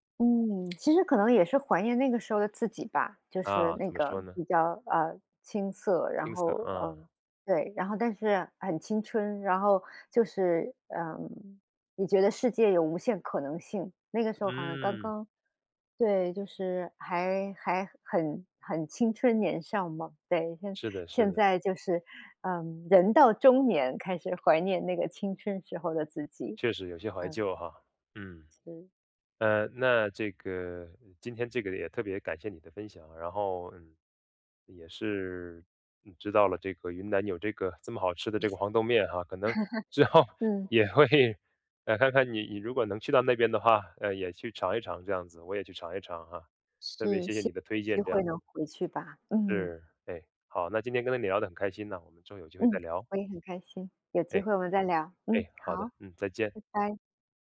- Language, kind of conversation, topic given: Chinese, podcast, 你有没有特别怀念的街头小吃？
- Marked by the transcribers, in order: lip smack; chuckle; other background noise; chuckle; laughing while speaking: "之后也会"